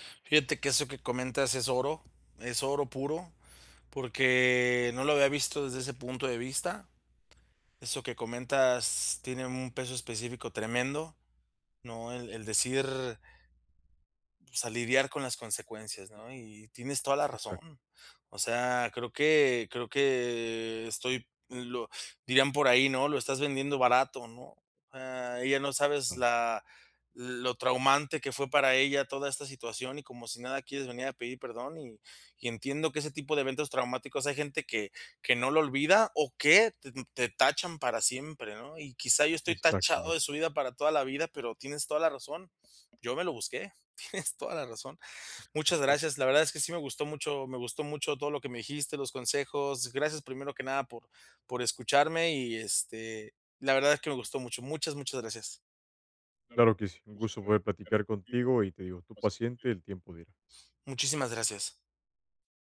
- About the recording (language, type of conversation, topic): Spanish, advice, Enfrentar la culpa tras causar daño
- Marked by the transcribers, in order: other noise; chuckle; laughing while speaking: "tienes toda la razón"